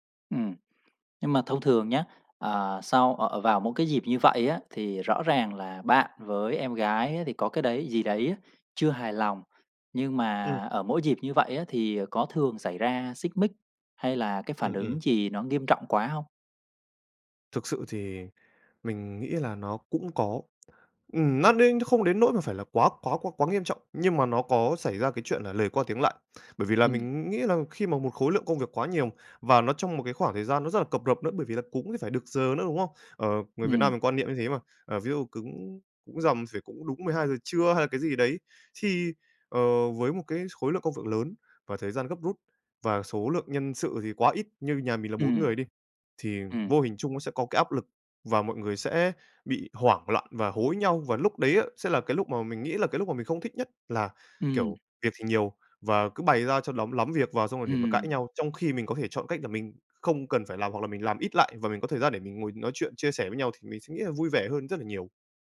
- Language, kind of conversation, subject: Vietnamese, advice, Bạn nên làm gì khi không đồng ý với gia đình về cách tổ chức Tết và các phong tục truyền thống?
- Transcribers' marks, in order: tapping